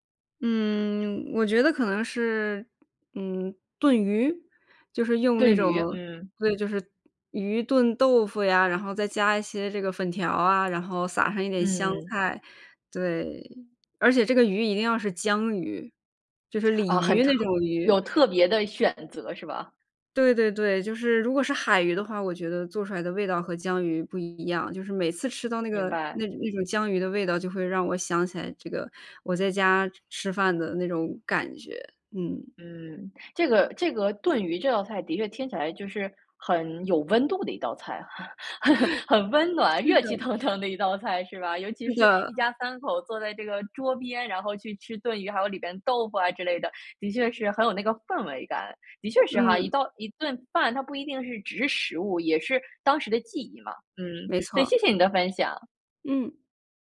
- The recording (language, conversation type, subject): Chinese, podcast, 你能聊聊一次大家一起吃饭时让你觉得很温暖的时刻吗？
- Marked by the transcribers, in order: laugh; laughing while speaking: "很温暖，热气腾腾"; laugh